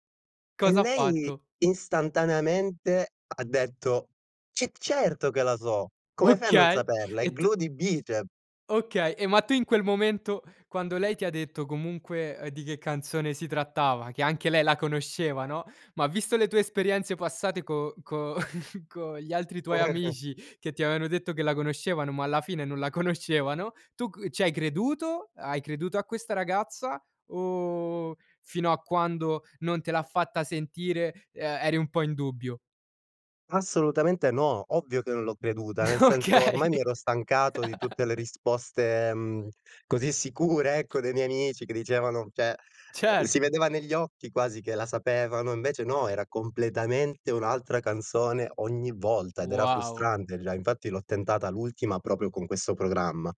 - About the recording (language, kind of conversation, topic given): Italian, podcast, Quale canzone ti fa sentire a casa?
- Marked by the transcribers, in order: laughing while speaking: "Okay"; chuckle; tapping; laughing while speaking: "conoscevano"; laughing while speaking: "Okay"; laugh; laughing while speaking: "sicure"; other background noise; "cioè" said as "ceh"; "proprio" said as "propio"